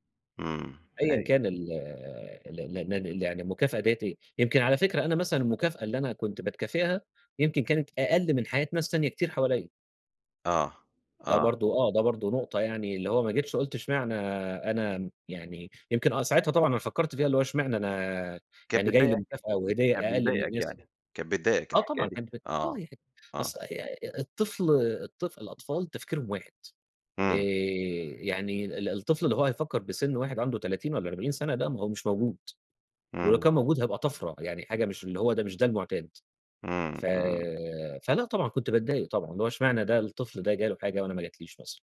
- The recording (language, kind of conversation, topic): Arabic, podcast, إيه الدافع اللي خلّاك تحبّ التعلّم؟
- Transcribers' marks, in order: tapping; unintelligible speech